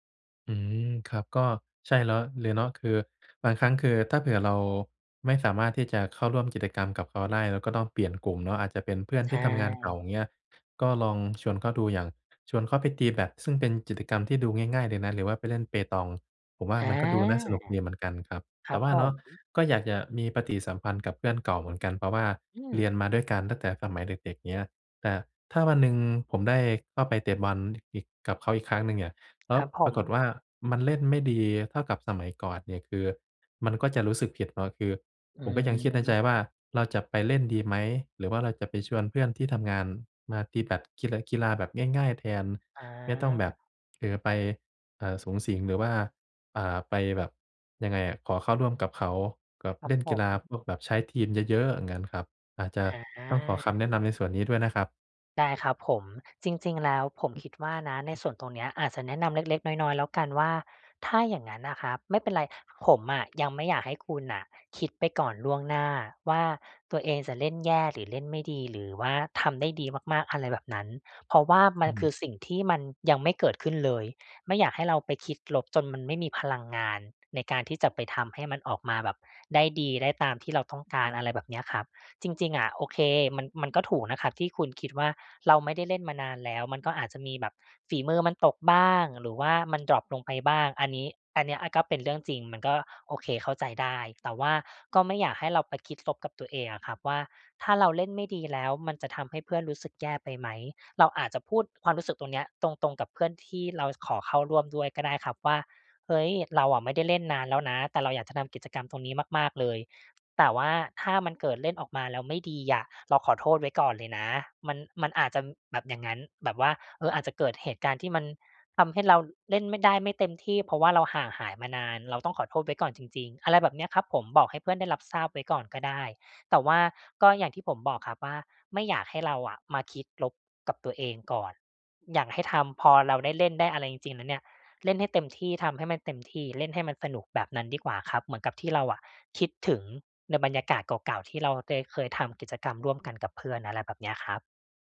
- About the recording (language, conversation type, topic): Thai, advice, จะเริ่มทำกิจกรรมผ่อนคลายแบบไม่ตั้งเป้าหมายอย่างไรดีเมื่อรู้สึกหมดไฟและไม่มีแรงจูงใจ?
- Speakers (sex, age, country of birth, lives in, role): male, 25-29, Thailand, Thailand, user; other, 35-39, Thailand, Thailand, advisor
- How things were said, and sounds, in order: other background noise; unintelligible speech